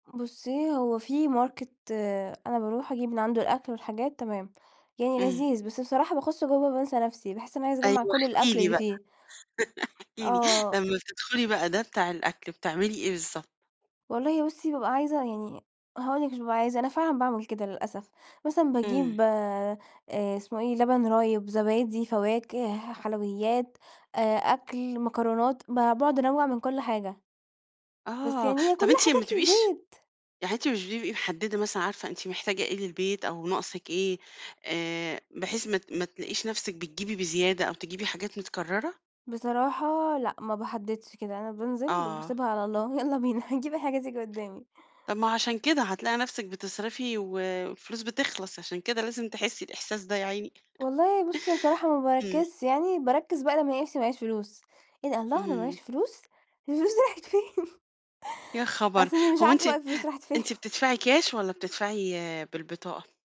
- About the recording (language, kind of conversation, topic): Arabic, advice, إزاي أقدر أتابع مصاريفي اليومية وأفهم فلوسي بتروح فين؟
- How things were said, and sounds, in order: in English: "Market"; tapping; chuckle; laughing while speaking: "احكي لي"; other noise; laughing while speaking: "يلّا بينا"; chuckle; laughing while speaking: "الفلوس دي راحت فين؟"; chuckle